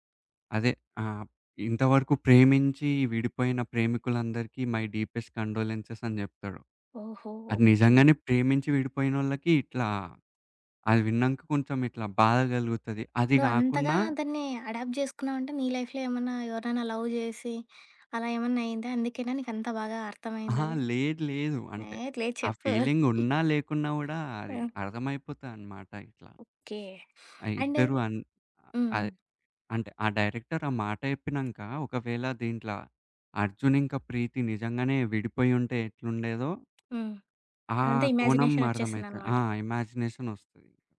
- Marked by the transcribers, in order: in English: "మై డీపెస్ట్ కండోలెన్సెస్"; in English: "అడాప్ట్"; in English: "లైఫ్‌లో"; in English: "లవ్"; giggle; in English: "అండ్"; in English: "డైరెక్టర్"; other background noise; in English: "ఇమాజినేషన్"; in English: "ఇమాజినేషన్"
- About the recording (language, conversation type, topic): Telugu, podcast, సినిమా ముగింపు ప్రేక్షకుడికి సంతృప్తిగా అనిపించాలంటే ఏమేం విషయాలు దృష్టిలో పెట్టుకోవాలి?